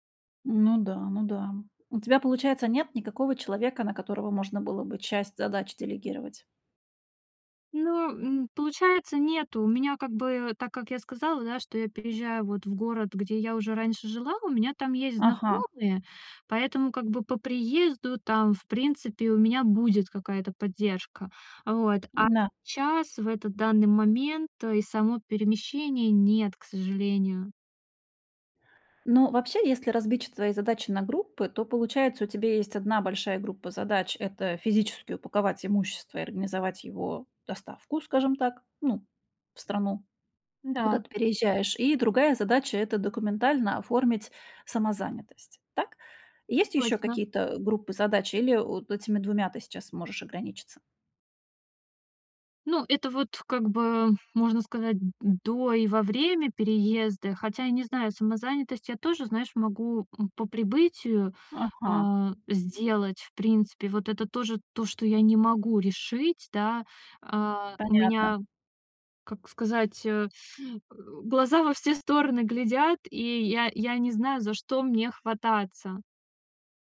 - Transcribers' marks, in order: grunt
- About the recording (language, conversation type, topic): Russian, advice, Как принимать решения, когда всё кажется неопределённым и страшным?